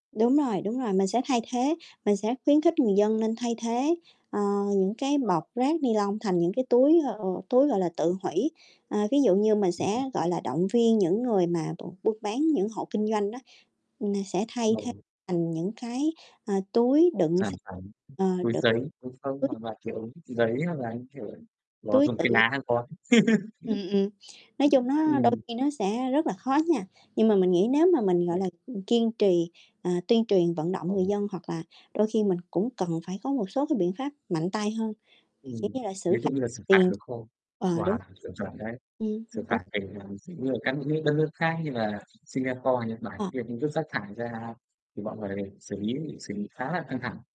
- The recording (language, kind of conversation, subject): Vietnamese, unstructured, Bạn nghĩ sao về tình trạng rác thải du lịch gây ô nhiễm môi trường?
- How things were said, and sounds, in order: other background noise; distorted speech; unintelligible speech; unintelligible speech; tapping; laugh; other noise; static; unintelligible speech